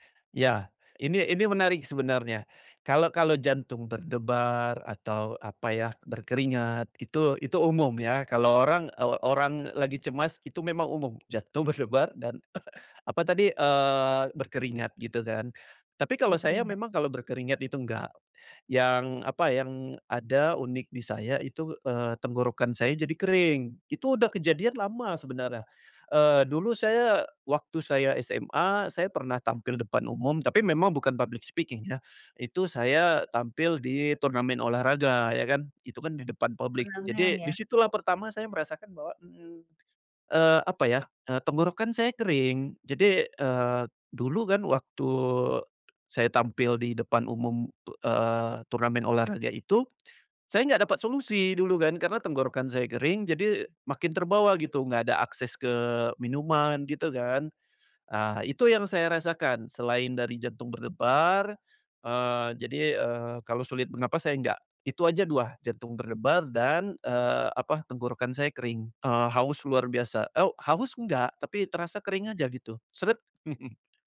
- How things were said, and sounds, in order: other noise; in English: "public speaking"; other background noise; chuckle
- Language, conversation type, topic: Indonesian, advice, Bagaimana cara menenangkan diri saat cemas menjelang presentasi atau pertemuan penting?